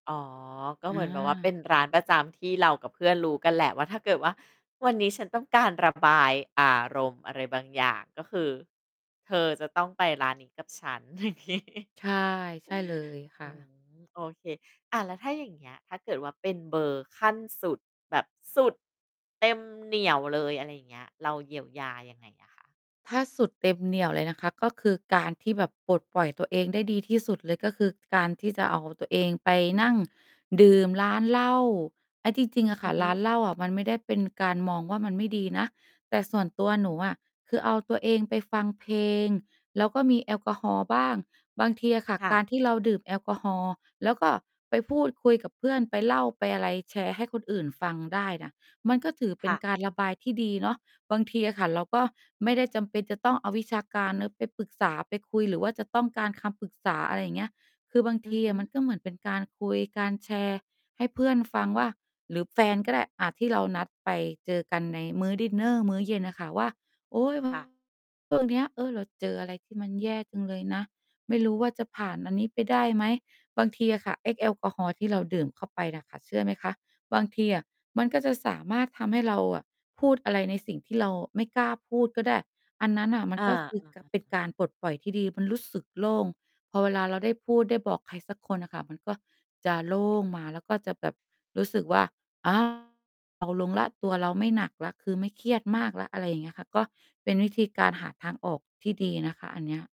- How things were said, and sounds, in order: mechanical hum; distorted speech; laughing while speaking: "อย่างงี้"; chuckle
- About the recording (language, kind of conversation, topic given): Thai, podcast, อาหารแบบไหนที่ช่วยเยียวยาใจคุณได้หลังจากวันที่แย่ๆ?